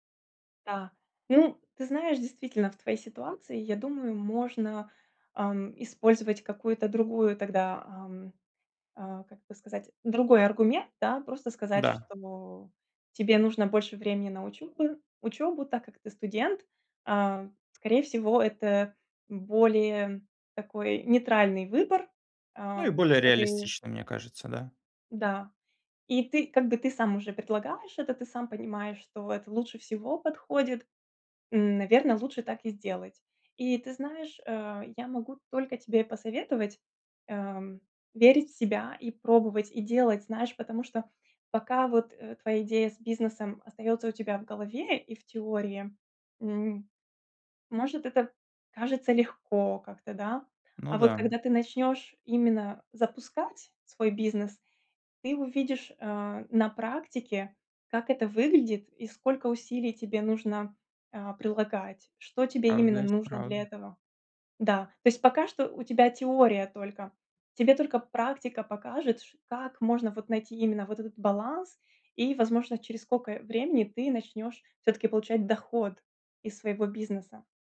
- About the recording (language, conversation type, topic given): Russian, advice, Как понять, стоит ли сейчас менять карьерное направление?
- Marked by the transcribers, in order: tapping; "сколько" said as "скока"